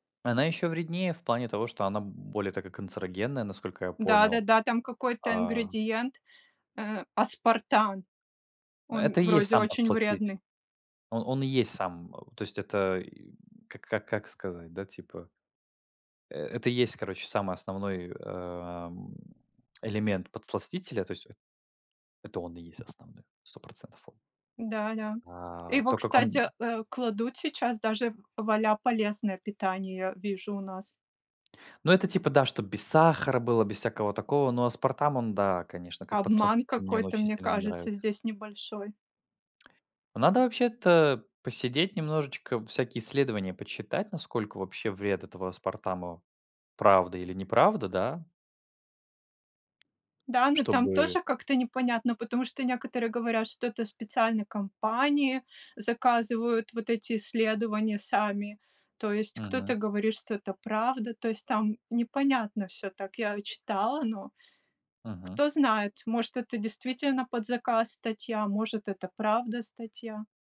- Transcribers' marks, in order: tsk; tapping
- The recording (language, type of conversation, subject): Russian, unstructured, Как ты убеждаешь близких питаться более полезной пищей?